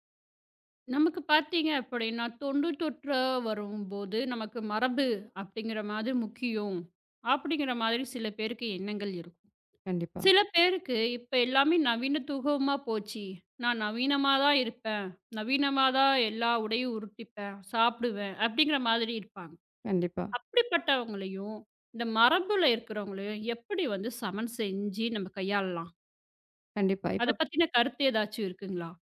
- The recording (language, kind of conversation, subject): Tamil, podcast, மரபுகளையும் நவீனத்தையும் எப்படி சமநிலைப்படுத்துவீர்கள்?
- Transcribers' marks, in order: "தொண்றுதொட்டு" said as "தொண்டு தொற்றா"; "நவீனத்துவமா" said as "நவீன்துகமா"; "உடுத்திப்பேன்" said as "உருட்டிப்பேன்"